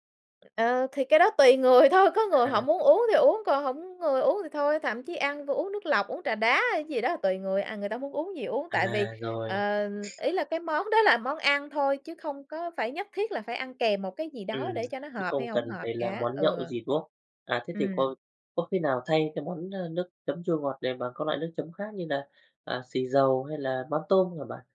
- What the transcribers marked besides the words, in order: other background noise; laughing while speaking: "người thôi"; sniff; tapping
- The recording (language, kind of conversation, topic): Vietnamese, podcast, Món ăn gia đình nào luôn làm bạn thấy ấm áp?